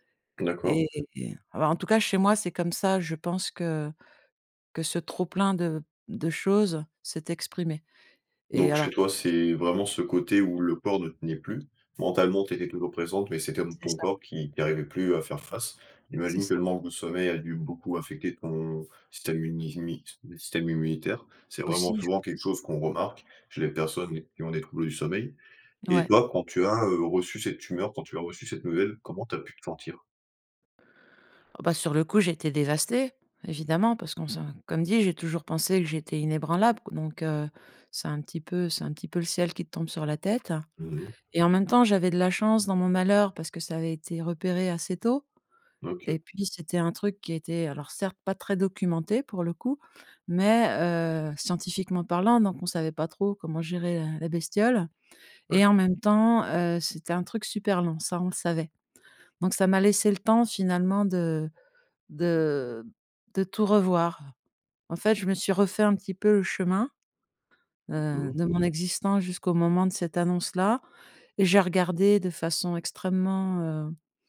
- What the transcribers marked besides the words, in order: tapping
- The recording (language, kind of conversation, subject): French, podcast, Comment poses-tu des limites pour éviter l’épuisement ?
- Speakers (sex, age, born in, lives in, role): female, 50-54, France, France, guest; male, 20-24, Romania, Romania, host